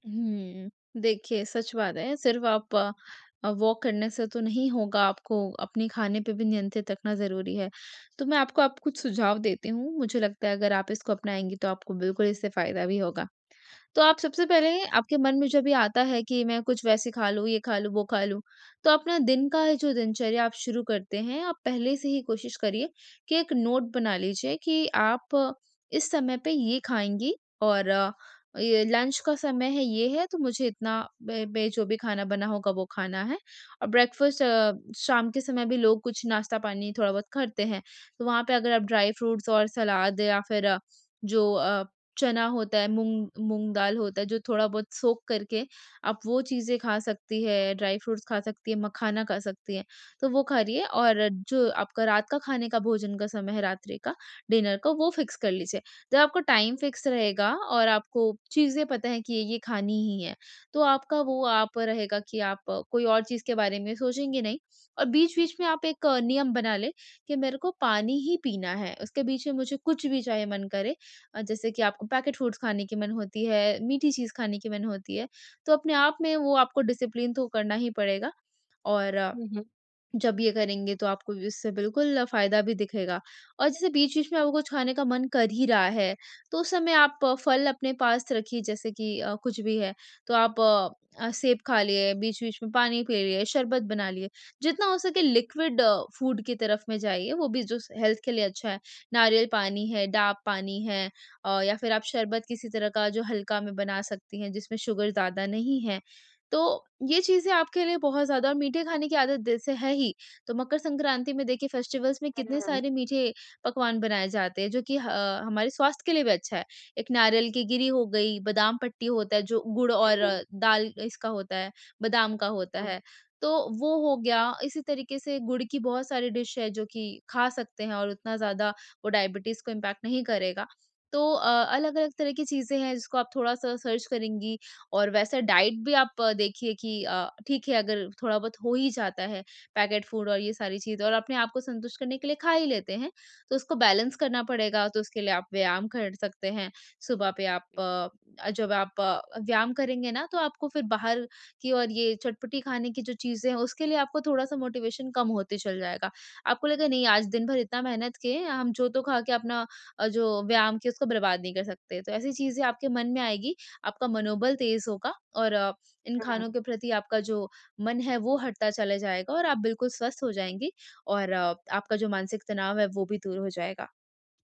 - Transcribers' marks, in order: in English: "वॉक"; tapping; in English: "नोट"; in English: "लंच"; in English: "ब्रेकफास्ट"; in English: "ड्राई फ्रूट्स"; in English: "सोक"; in English: "ड्राई फ्रूट्स"; in English: "डिनर"; in English: "फिक्स"; in English: "टाइम फिक्स"; in English: "पैकेट फूड्स"; in English: "डिसिप्लिन"; other background noise; in English: "लिक्विड फूड"; in English: "हेल्थ"; in English: "शुगर"; in English: "फेस्टिवल्स"; in English: "डिश"; in English: "इम्पैक्ट"; in English: "सर्च"; in English: "पैकेट फूड"; in English: "बैलेंस"; in English: "मोटिवेशन"
- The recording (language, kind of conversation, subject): Hindi, advice, भूख और तृप्ति को पहचानना